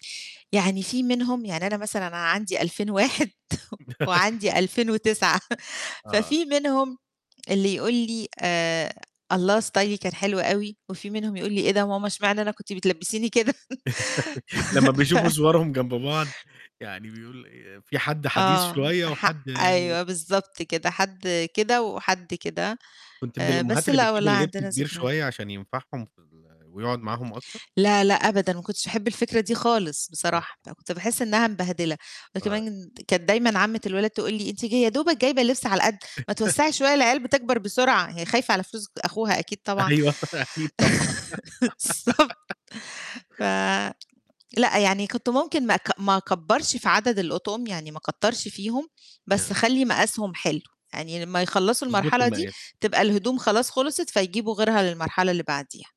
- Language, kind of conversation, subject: Arabic, podcast, بتشارك صور ولادك على السوشيال ميديا، وإمتى بتقول لأ وبتحط حدود؟
- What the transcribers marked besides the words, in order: laughing while speaking: "ألفين وواحد، وعندي ألفين وتسعة"; laugh; chuckle; in English: "ستايلي"; laugh; chuckle; unintelligible speech; unintelligible speech; laugh; laughing while speaking: "أيوه، ط أكيد طبعًا"; giggle; laugh; laughing while speaking: "بالضبط"; other background noise